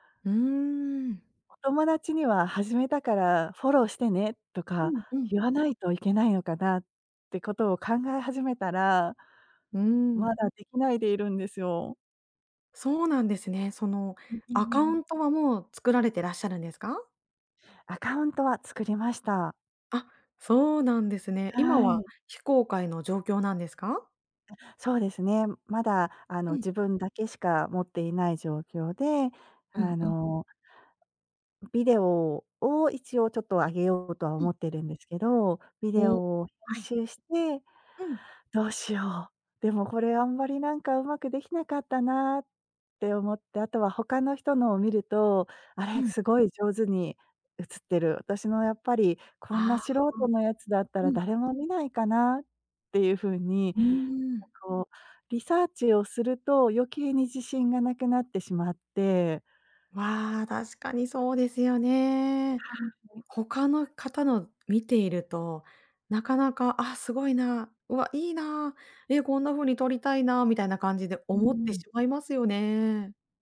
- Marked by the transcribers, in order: none
- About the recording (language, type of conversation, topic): Japanese, advice, 完璧を求めすぎて取りかかれず、なかなか決められないのはなぜですか？